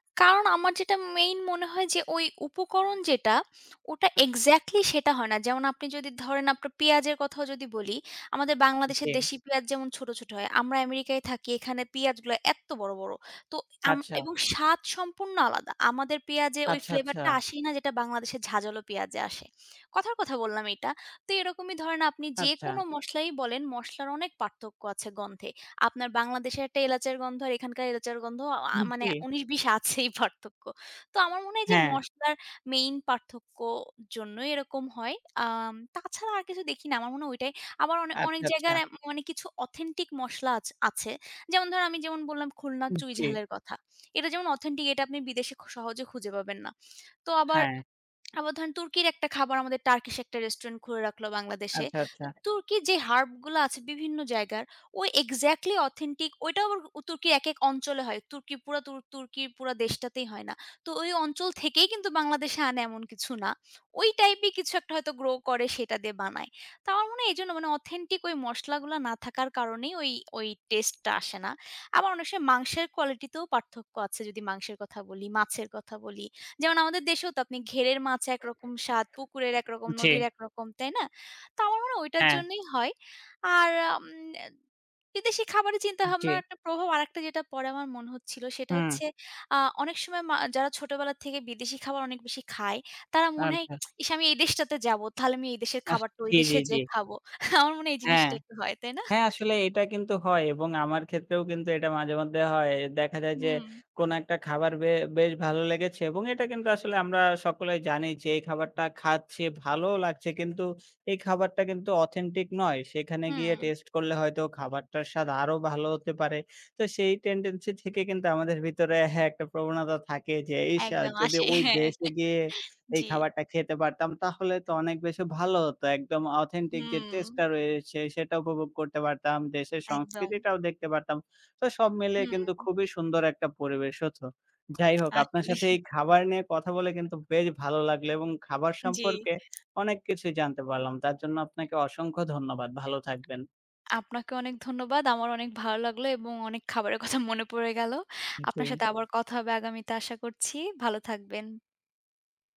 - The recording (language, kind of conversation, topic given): Bengali, unstructured, বিভিন্ন দেশের খাবারের মধ্যে আপনার কাছে সবচেয়ে বড় পার্থক্যটা কী বলে মনে হয়?
- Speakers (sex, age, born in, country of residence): female, 25-29, Bangladesh, United States; male, 20-24, Bangladesh, Bangladesh
- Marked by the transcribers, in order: other background noise; "আচ্ছা" said as "আচ্ছাছা"; laughing while speaking: "আছেই পার্থক্য"; "আচ্ছা" said as "আচ্ছাছা"; tapping; "আচ্ছা" said as "আচ্ছাছা"; tsk; "আচ্ছা" said as "আথা"; laughing while speaking: "আমার মনে হয় এই জিনিসটা একটু হয়। তাই না?"; laughing while speaking: "হ্যাঁ"; chuckle; laughing while speaking: "কথা মনে পড়ে গেলো"